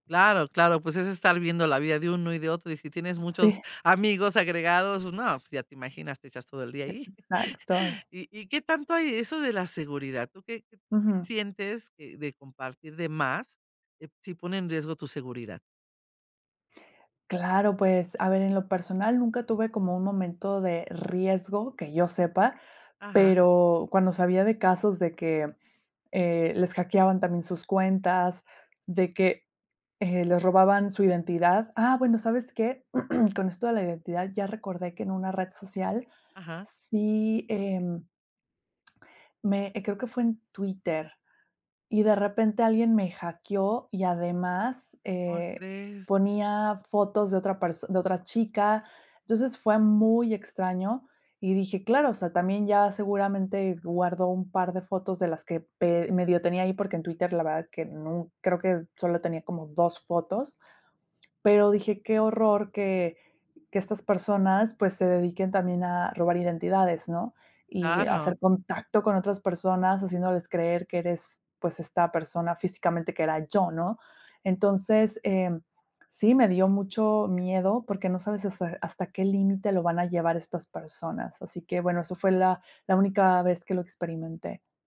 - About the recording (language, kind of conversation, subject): Spanish, podcast, ¿Qué límites estableces entre tu vida personal y tu vida profesional en redes sociales?
- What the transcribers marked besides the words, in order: chuckle; throat clearing